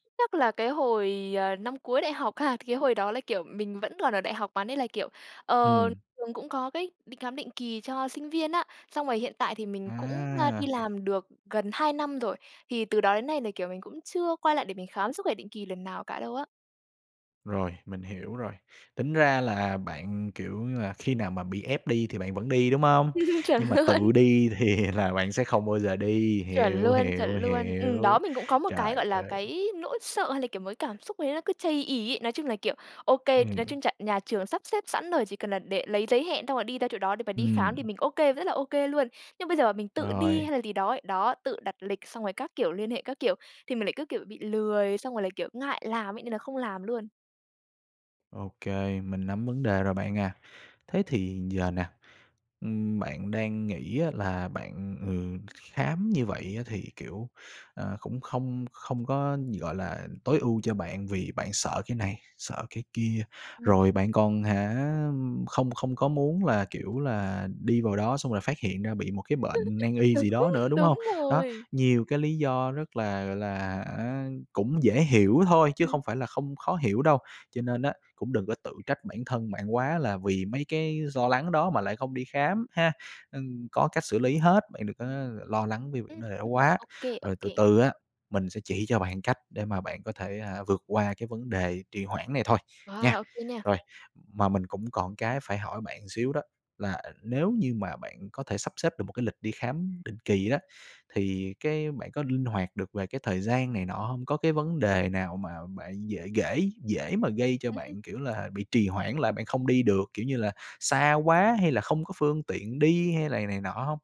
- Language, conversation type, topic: Vietnamese, advice, Vì sao bạn thường quên hoặc trì hoãn việc khám sức khỏe định kỳ?
- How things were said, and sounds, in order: tapping; other background noise; laugh; laughing while speaking: "luôn"; laughing while speaking: "thì"; laugh; laughing while speaking: "Đúng"; laugh